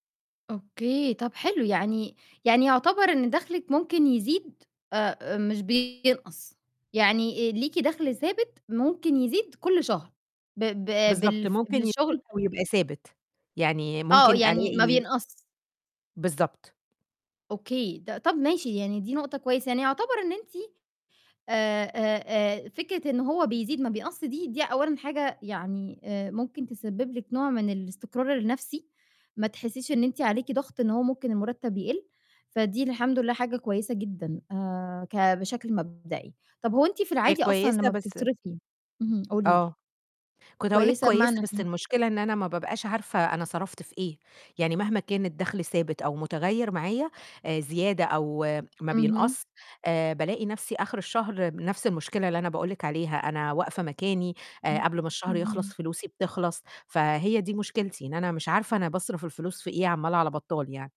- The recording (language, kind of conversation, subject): Arabic, advice, إزاي أقدر أعرف فلوسي الشهرية بتروح فين؟
- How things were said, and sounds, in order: distorted speech